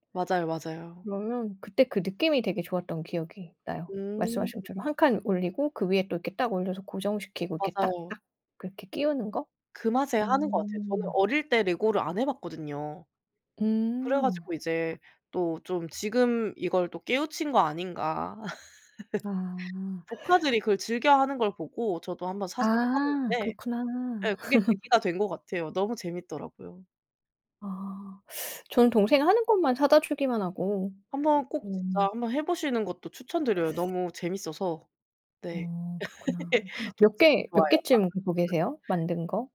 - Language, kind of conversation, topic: Korean, unstructured, 요즘 가장 즐겨 하는 취미는 무엇인가요?
- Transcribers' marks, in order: tapping; laugh; inhale; laugh; teeth sucking; teeth sucking; laugh; unintelligible speech